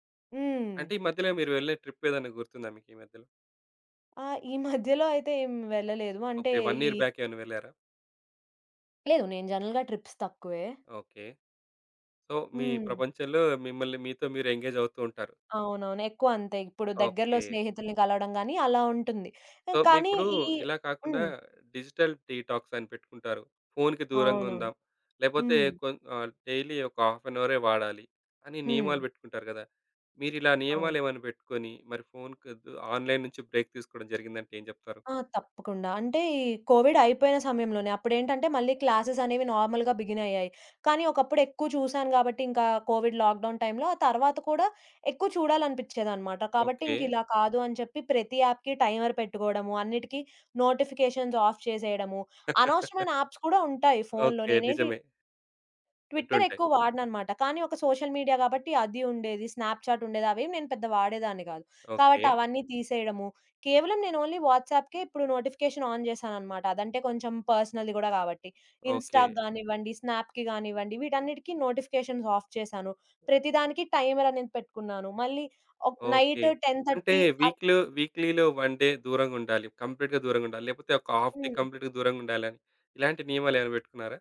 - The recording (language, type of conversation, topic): Telugu, podcast, మీరు ఎప్పుడు ఆన్‌లైన్ నుంచి విరామం తీసుకోవాల్సిందేనని అనుకుంటారు?
- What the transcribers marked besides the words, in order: tapping; chuckle; in English: "వన్ ఇయర్"; in English: "జనరల్‌గా ట్రిప్స్"; in English: "సో"; in English: "ఎంగేజ్"; in English: "సో"; in English: "డిజిటల్ డీటాక్స్"; in English: "డైలీ"; in English: "హాఫ్ అన్ అవరే"; in English: "ఆన్‌లైన్"; in English: "బ్రేక్"; in English: "కోవిడ్"; in English: "క్లాసెస్"; in English: "నార్మల్‌గా బిగిన్"; in English: "కోవిడ్ లాక్‌డౌన్ టైమ్‌లో"; in English: "యాప్‌కి టైమర్"; in English: "నోటిఫికేషన్స్ ఆఫ్"; laugh; in English: "యాప్స్"; in English: "ట్విట్టర్"; in English: "సోషల్ మీడియా"; in English: "స్నాప్‌చాట్"; in English: "ఓన్లీ"; in English: "నోటిఫికేషన్ ఆన్"; in English: "పర్సనల్‌ది"; in English: "ఇన్‌స్టాకి"; in English: "స్నాప్‌కి"; in English: "నోటిఫికేషన్స్ ఆఫ్"; in English: "టైమర్"; in English: "నైట్ టెన్ థర్టీ"; in English: "వీక్‌లో వీక్‌లీలో వన్ డే"; in English: "కంప్లీట్‌గా"; in English: "హాఫ్ డే కంప్లీట్‌గా"